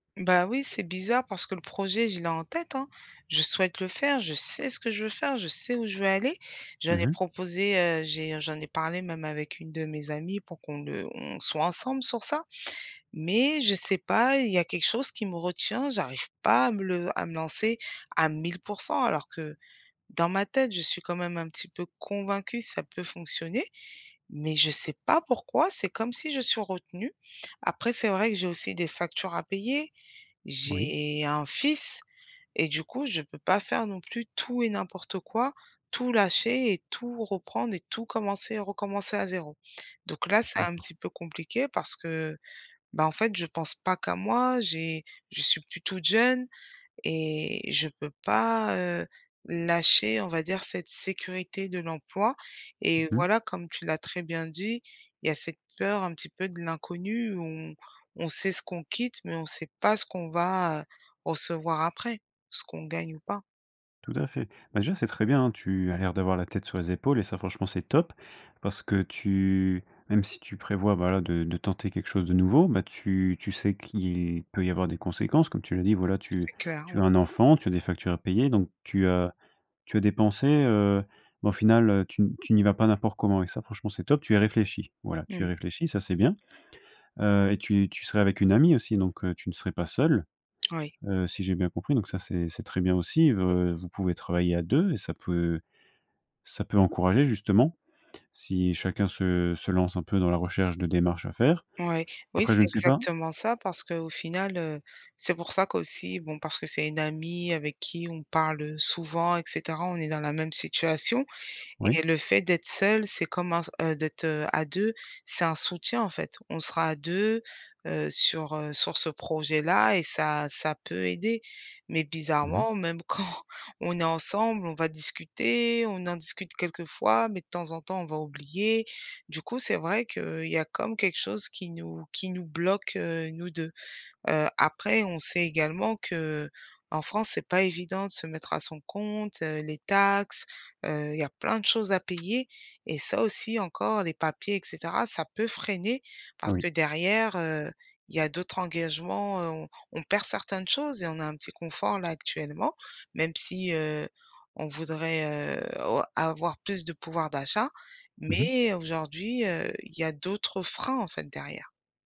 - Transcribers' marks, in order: laughing while speaking: "quand"
- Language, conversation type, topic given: French, advice, Comment surmonter mon hésitation à changer de carrière par peur d’échouer ?